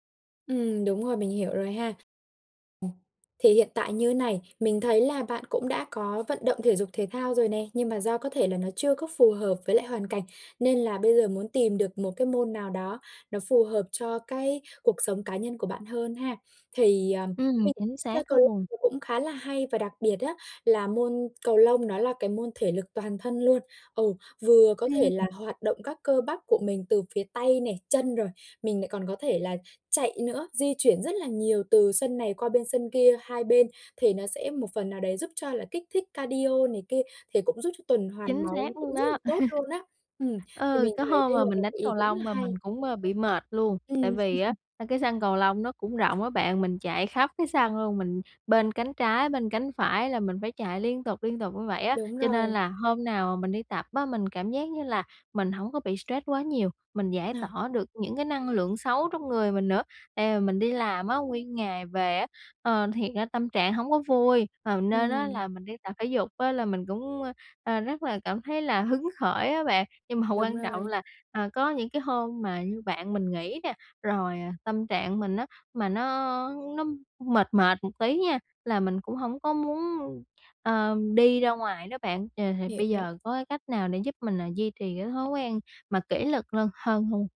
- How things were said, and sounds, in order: tapping; chuckle; chuckle; other background noise; "lên" said as "lơn"
- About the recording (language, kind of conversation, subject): Vietnamese, advice, Làm sao để xây dựng và duy trì thói quen tốt một cách bền vững trong thời gian dài?